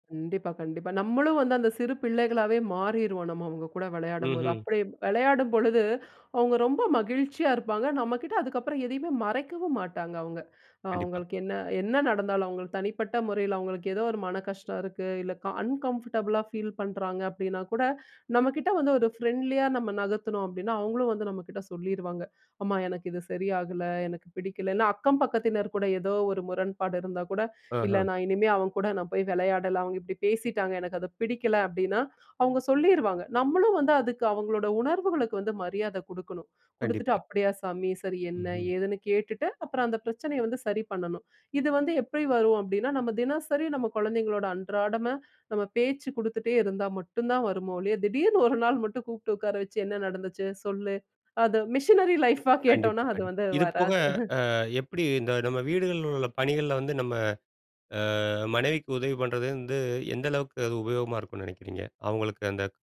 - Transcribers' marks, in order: in English: "அன்கம்ஃபர்டபுளா"; in English: "மிஷினரி லைஃப்பா"; chuckle
- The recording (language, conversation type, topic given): Tamil, podcast, தினசரி சிறிது நேரம் குடும்பத்துடன் பேசுவது பற்றி நீங்கள் என்ன நினைக்கிறீர்கள்?